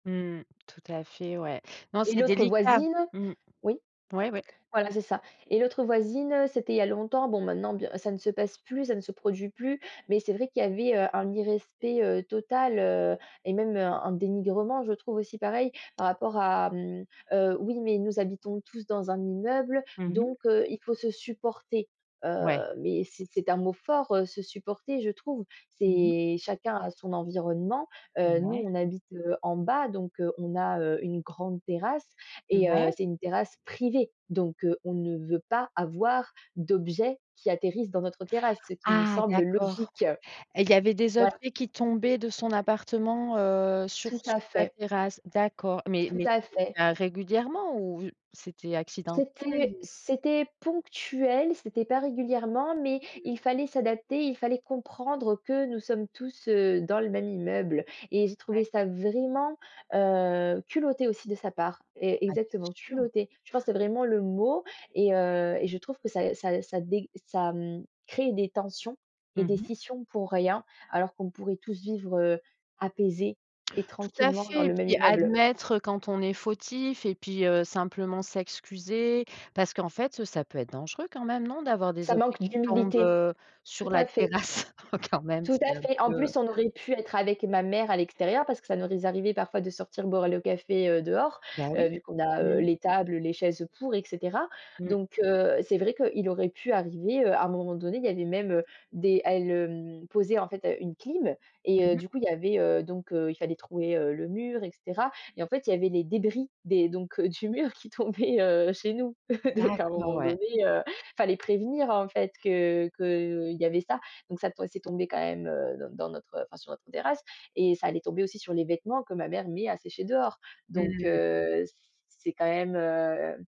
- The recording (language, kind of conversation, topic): French, podcast, Qu’est-ce qui fait, pour toi, un bon voisin au quotidien ?
- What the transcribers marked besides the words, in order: other background noise; stressed: "privée"; stressed: "vraiment"; laughing while speaking: "la terrasse, oh, quand même c'est un peu"; chuckle